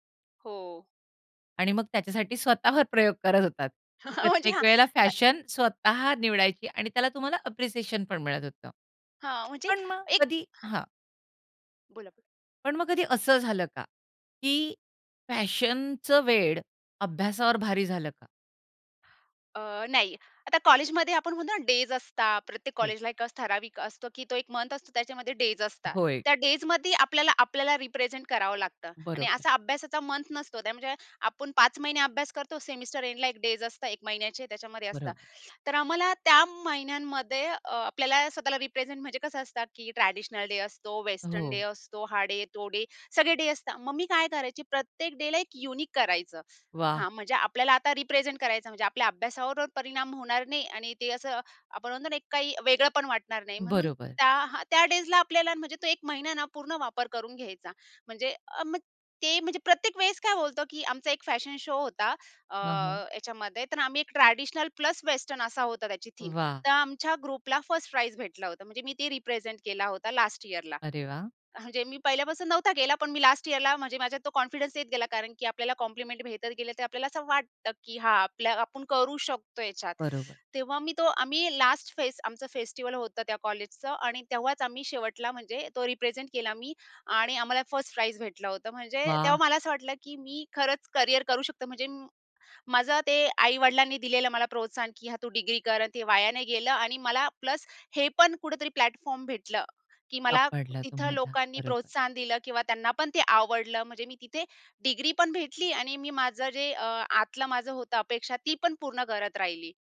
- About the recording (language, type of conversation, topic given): Marathi, podcast, तुम्ही समाजाच्या अपेक्षांमुळे करिअरची निवड केली होती का?
- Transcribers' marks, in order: chuckle; in English: "अप्रिसिएशन"; bird; in English: "मंथ"; other noise; in English: "रिप्रेझेंट"; in English: "मंथ"; in English: "रिप्रेझेंट"; in English: "युनिक"; in English: "रिप्रेझेंट"; in English: "शो"; in English: "ग्रुपला"; in English: "रिप्रेझेंट"; in English: "कॉन्फिडन्स"; in English: "कॉम्प्लिमेंट"; in English: "रिप्रेझेंट"; in English: "प्लॅटफॉर्म"